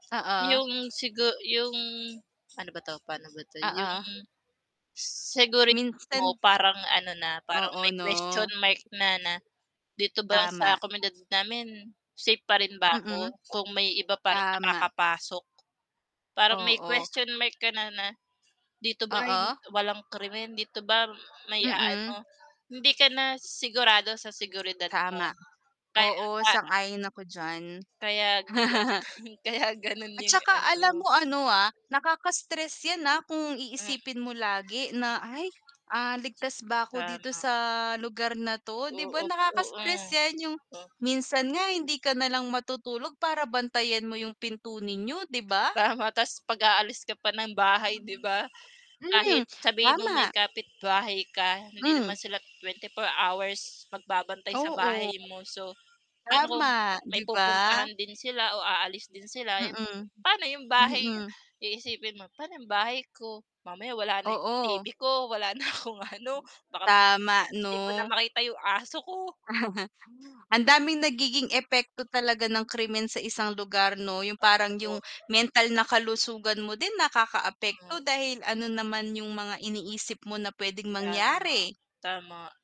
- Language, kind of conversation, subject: Filipino, unstructured, Ano ang masasabi mo tungkol sa mga ulat ng krimen sa inyong lugar?
- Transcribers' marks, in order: static; other background noise; distorted speech; tapping; background speech; chuckle; laughing while speaking: "kaya ganun 'yung ano"; chuckle; laughing while speaking: "Tama"; mechanical hum; laughing while speaking: "wala na akong"; chuckle; dog barking; unintelligible speech